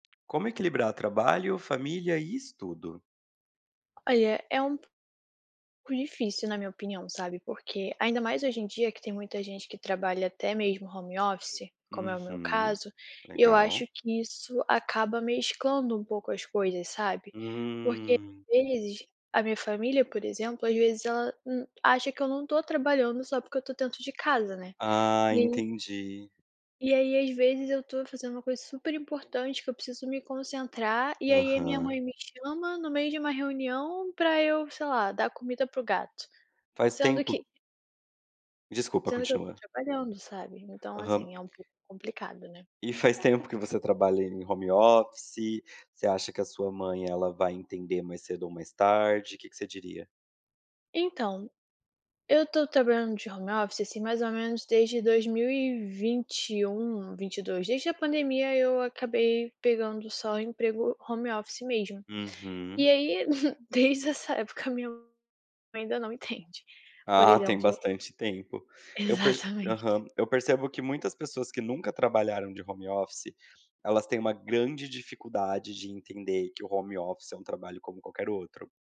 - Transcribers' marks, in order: tapping; in English: "home office"; in English: "home office"; in English: "home office"; in English: "home office"; chuckle; unintelligible speech; laughing while speaking: "Exatamente"; in English: "home office"; in English: "home office"
- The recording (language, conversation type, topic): Portuguese, podcast, Como equilibrar trabalho, família e estudos?